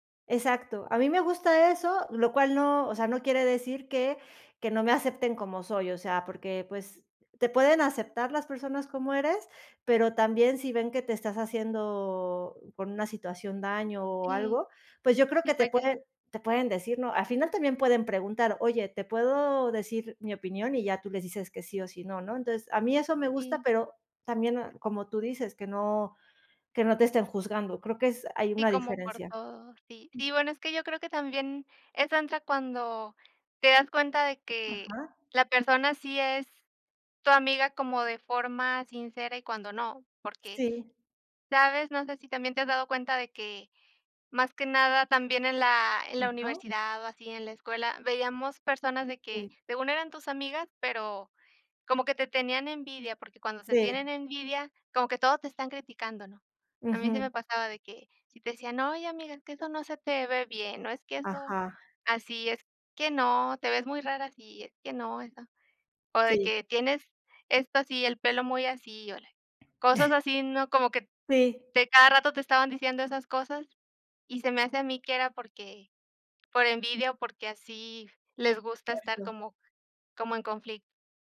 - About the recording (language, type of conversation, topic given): Spanish, unstructured, ¿Cuáles son las cualidades que buscas en un buen amigo?
- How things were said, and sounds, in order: unintelligible speech; other background noise; unintelligible speech; chuckle; unintelligible speech